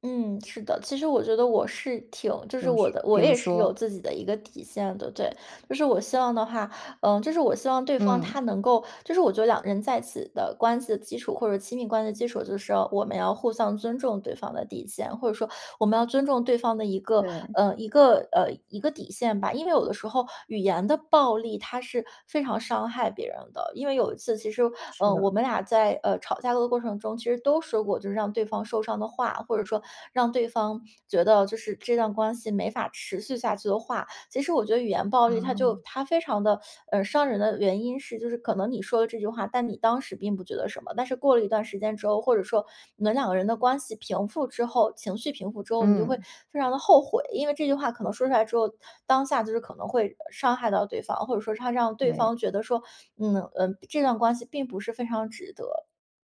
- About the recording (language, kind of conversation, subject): Chinese, podcast, 在亲密关系里你怎么表达不满？
- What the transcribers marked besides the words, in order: other background noise; teeth sucking